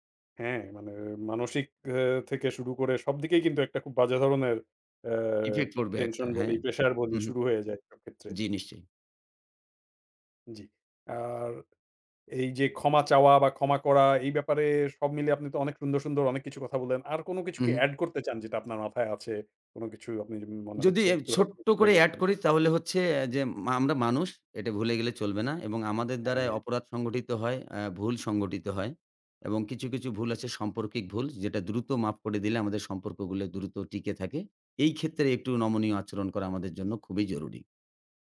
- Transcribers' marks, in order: none
- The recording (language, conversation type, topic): Bengali, podcast, মাফ করা কি সত্যিই সব ভুলে যাওয়ার মানে?